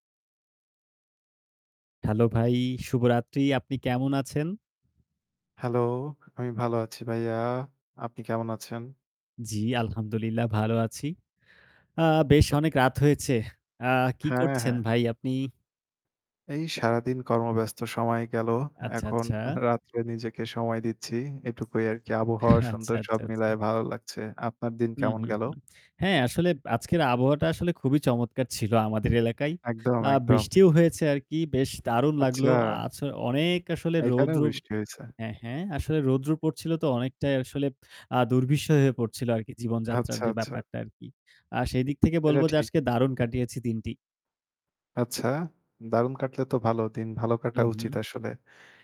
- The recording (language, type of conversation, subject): Bengali, unstructured, ভালোবাসার সম্পর্ককে সারা জীবনের জন্য টিকিয়ে রাখতে তুমি কী করো?
- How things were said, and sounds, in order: singing: "হ্যালো, আমি ভালো আছি ভাইয়া"; in Arabic: "আলহামদুলিল্লাহ"; static; laughing while speaking: "আচ্ছা"; "দুর্বিষহ" said as "দুর্বিষয়"